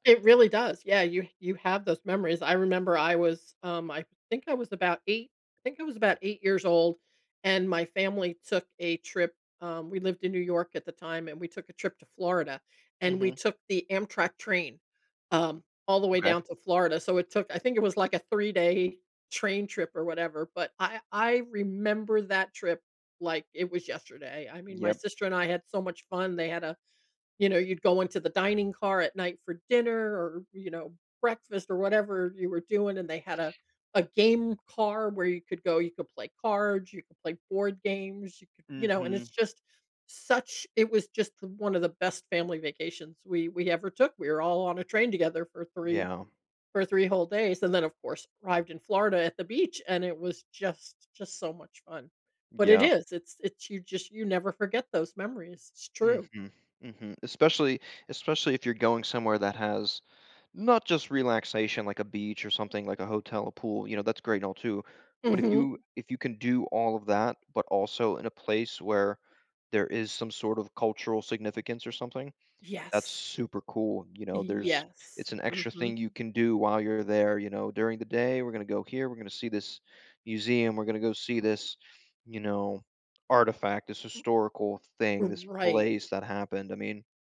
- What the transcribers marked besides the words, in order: other background noise
- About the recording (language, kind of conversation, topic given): English, unstructured, What travel experience should everyone try?
- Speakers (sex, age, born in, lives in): female, 60-64, United States, United States; male, 30-34, United States, United States